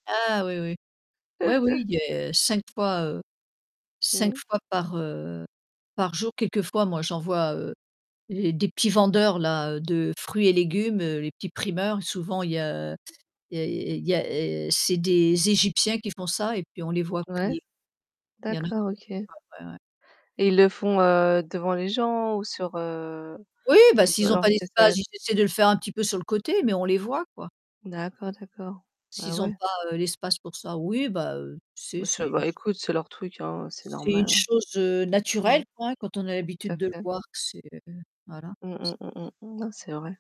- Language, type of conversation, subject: French, unstructured, Quel plat te rend toujours heureux quand tu le manges ?
- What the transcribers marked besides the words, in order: other background noise; chuckle; tapping; unintelligible speech; unintelligible speech; distorted speech